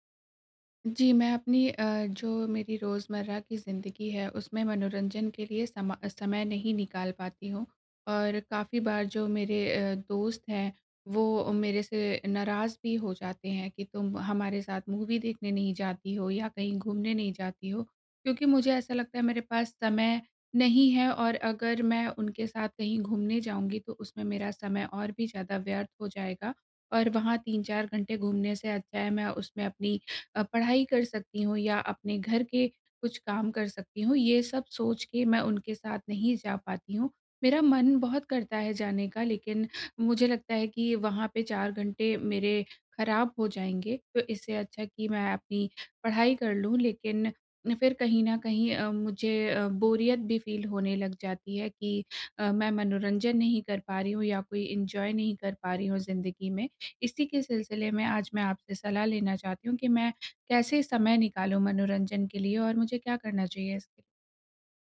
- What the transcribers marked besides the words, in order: in English: "मूवी"; in English: "फ़ील"; in English: "एन्जॉय"
- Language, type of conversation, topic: Hindi, advice, मैं अपनी रोज़मर्रा की ज़िंदगी में मनोरंजन के लिए समय कैसे निकालूँ?